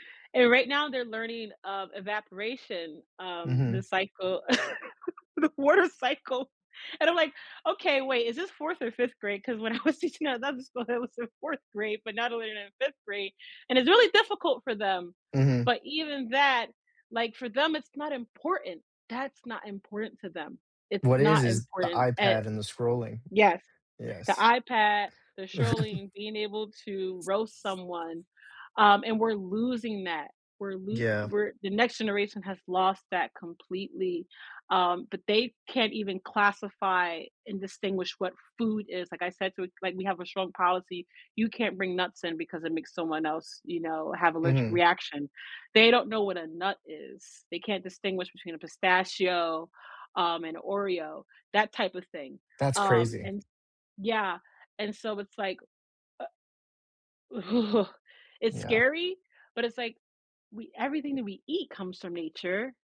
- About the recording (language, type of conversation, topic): English, unstructured, What can we learn from spending time in nature?
- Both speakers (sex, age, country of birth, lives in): female, 35-39, United States, United States; male, 20-24, United States, United States
- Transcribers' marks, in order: laugh; laughing while speaking: "the water cycle"; laughing while speaking: "'Cause when I was teaching … in 5th grade"; unintelligible speech; tapping; chuckle; other background noise; other noise